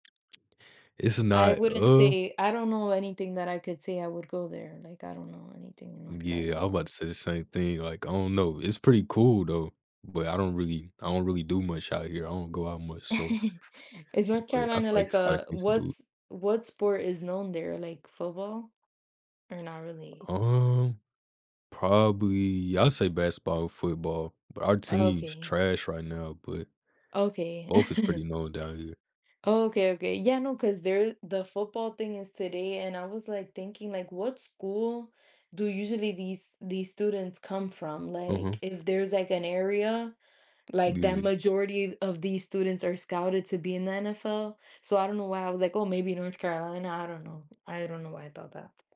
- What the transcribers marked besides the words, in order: chuckle; other background noise; chuckle; tapping
- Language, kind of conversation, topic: English, unstructured, What are some common travel scams and how can you protect yourself while exploring new places?